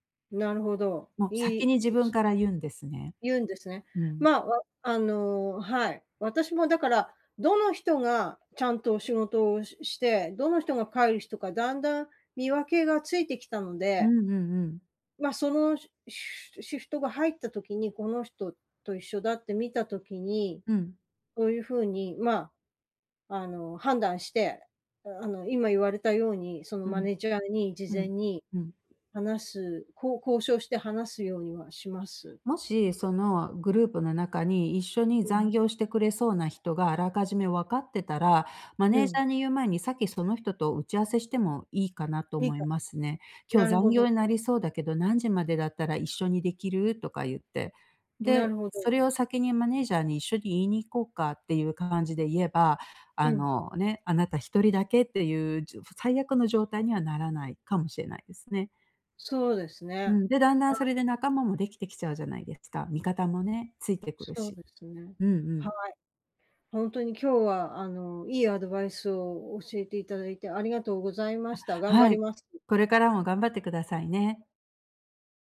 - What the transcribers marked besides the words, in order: unintelligible speech; other background noise; in English: "マネジャー"
- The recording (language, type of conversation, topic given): Japanese, advice, グループで自分の居場所を見つけるにはどうすればいいですか？